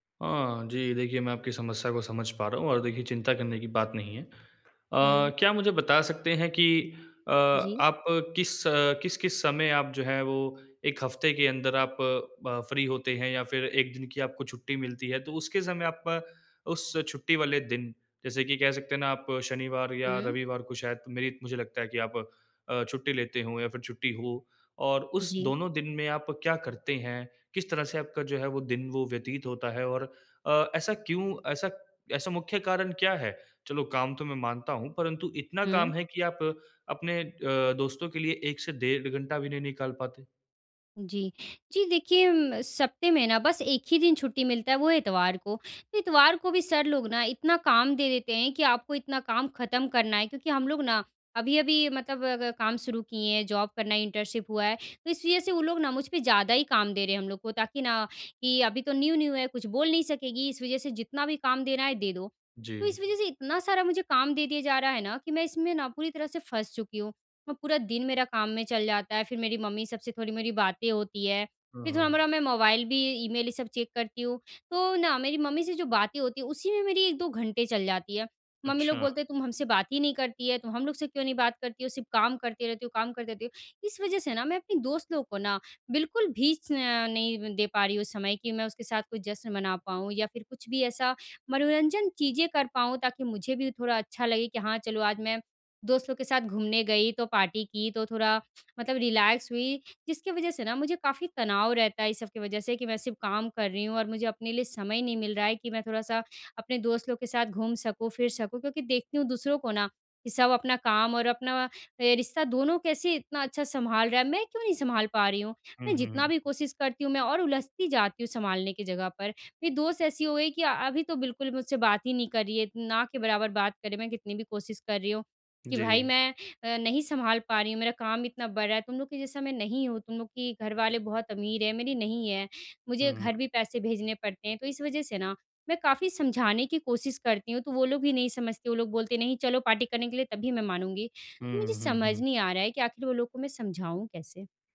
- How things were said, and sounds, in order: in English: "फ्री"; "सप्ताह" said as "सप्ते"; in English: "जॉब"; in English: "न्यू-न्यू"; in English: "चेक"; in English: "रिलैक्स"
- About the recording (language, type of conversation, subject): Hindi, advice, काम और सामाजिक जीवन के बीच संतुलन